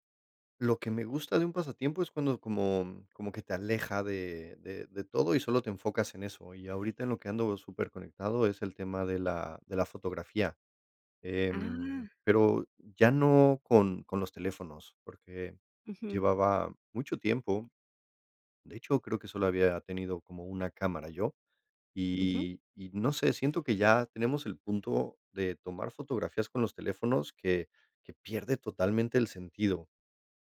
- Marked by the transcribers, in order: none
- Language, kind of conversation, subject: Spanish, podcast, ¿Qué pasatiempos te recargan las pilas?